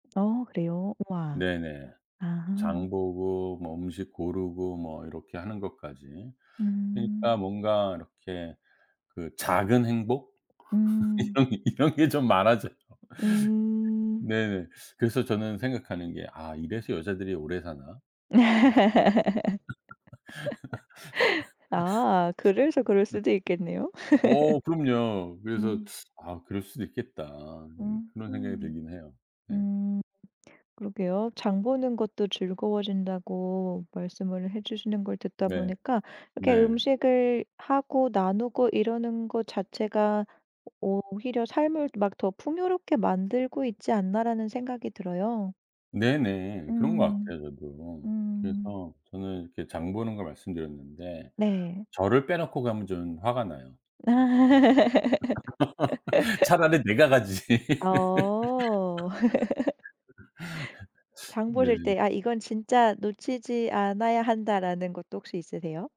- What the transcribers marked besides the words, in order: tapping; laughing while speaking: "좀 많아져요"; laugh; laugh; other background noise; laugh; laugh; laughing while speaking: "차라리 내가 가지"; laughing while speaking: "어"
- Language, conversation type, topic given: Korean, podcast, 나눠 먹은 음식과 관련해 기억에 남는 이야기를 하나 들려주실래요?